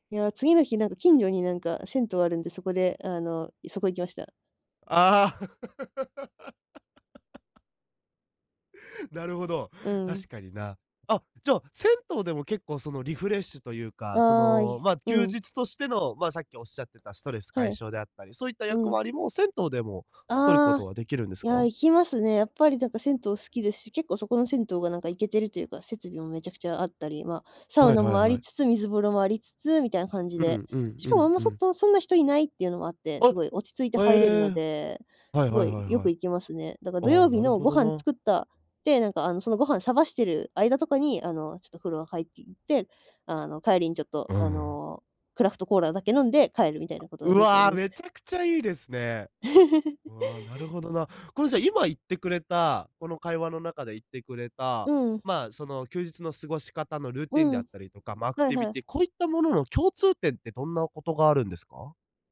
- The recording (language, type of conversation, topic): Japanese, podcast, 休日はどのように過ごすのがいちばん好きですか？
- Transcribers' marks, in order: laugh; in English: "リフレッシュ"; other background noise; giggle; in English: "ルーティン"; in English: "アクティビティ"